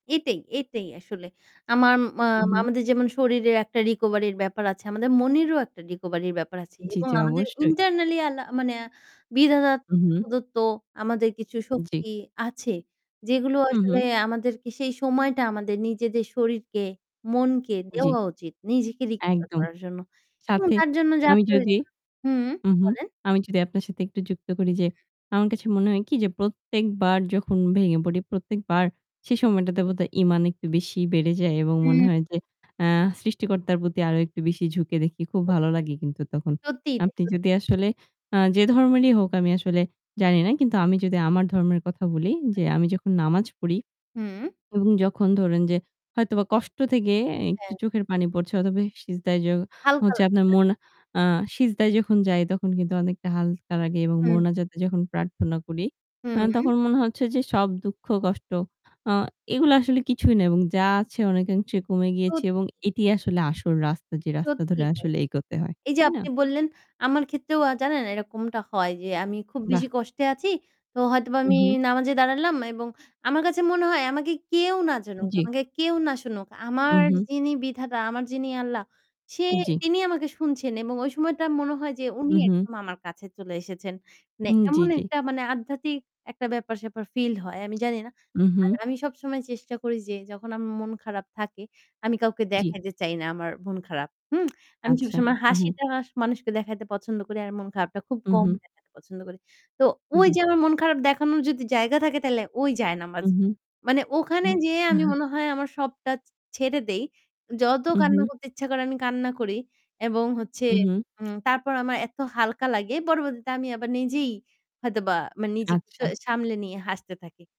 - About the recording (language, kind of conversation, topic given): Bengali, unstructured, নিজেকে মানসিকভাবে সুস্থ রাখতে তুমি কী কী করো?
- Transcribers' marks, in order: static; other background noise; in English: "internally"; unintelligible speech; tapping; unintelligible speech; chuckle; lip smack